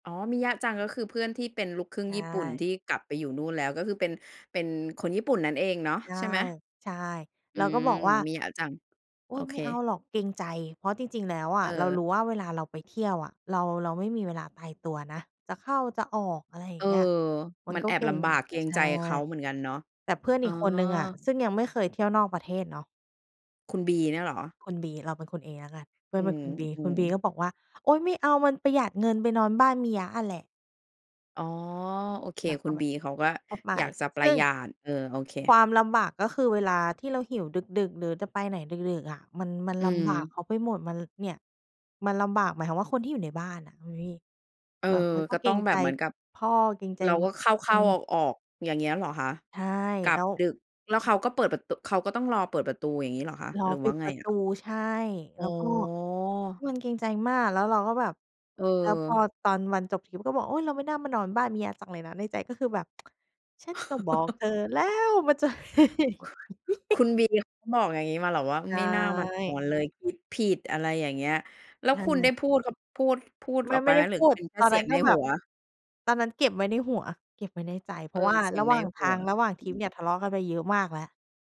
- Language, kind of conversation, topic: Thai, podcast, มีเหตุการณ์ไหนที่เพื่อนร่วมเดินทางทำให้การเดินทางลำบากบ้างไหม?
- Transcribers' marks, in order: other background noise; laugh; tsk; laugh